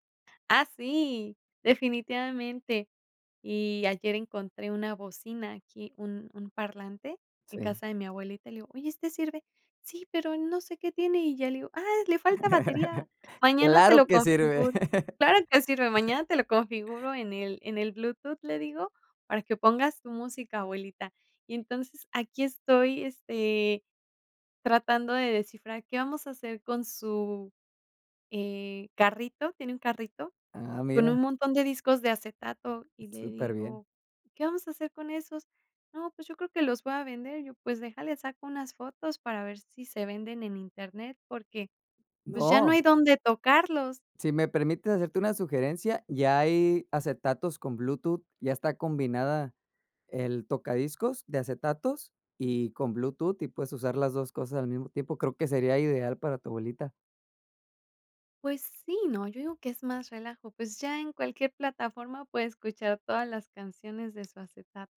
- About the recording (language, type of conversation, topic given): Spanish, podcast, ¿Cómo descubres música nueva hoy en día?
- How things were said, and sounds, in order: put-on voice: "Sí, pero, no sé qué tiene"; chuckle; laughing while speaking: "Claro que sirve"; other noise